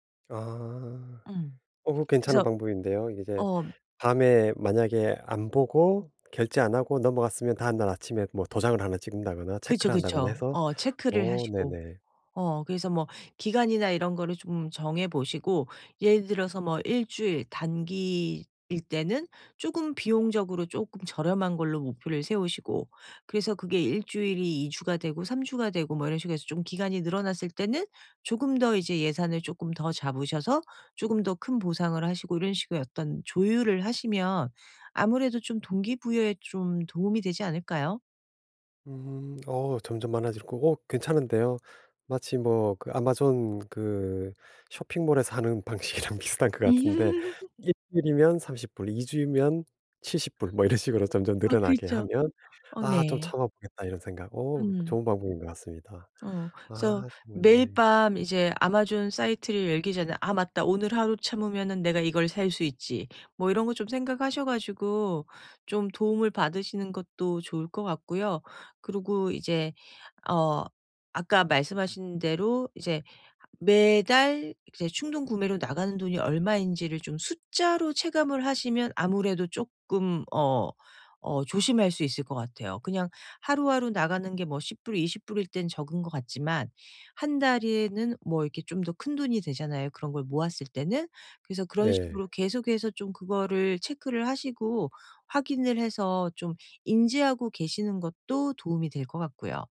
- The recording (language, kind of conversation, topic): Korean, advice, 감정 때문에 불필요한 소비를 자주 하게 되는 이유는 무엇인가요?
- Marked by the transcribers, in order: other background noise; laughing while speaking: "방식이랑"; laugh